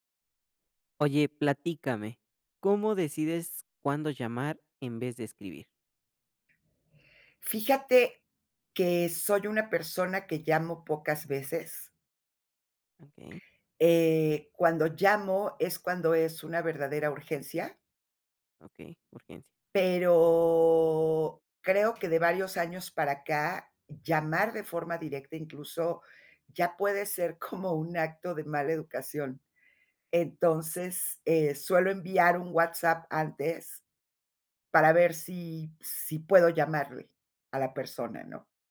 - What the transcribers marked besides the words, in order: drawn out: "Pero"; laughing while speaking: "como"; other noise
- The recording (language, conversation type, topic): Spanish, podcast, ¿Cómo decides cuándo llamar en vez de escribir?